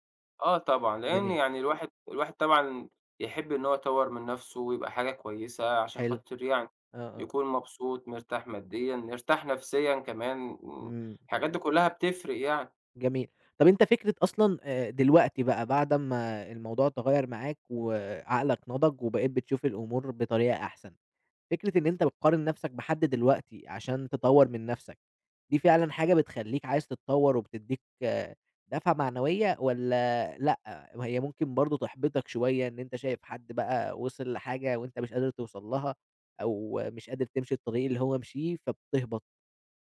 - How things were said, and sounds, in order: other noise; other background noise
- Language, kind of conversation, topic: Arabic, podcast, إزاي بتتعامل مع إنك تقارن نفسك بالناس التانيين؟